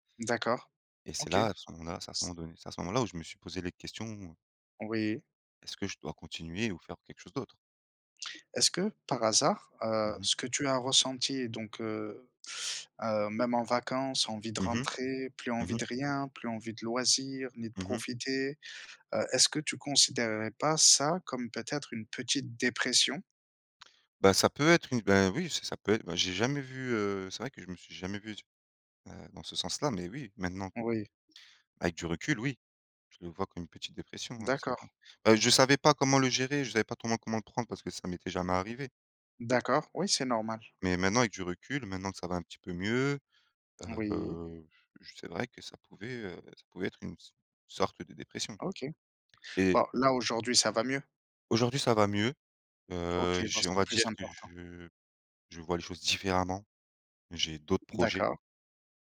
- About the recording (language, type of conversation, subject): French, unstructured, Qu’est-ce qui te rend triste dans ta vie professionnelle ?
- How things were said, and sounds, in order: tapping; drawn out: "Oui"; stressed: "différemment"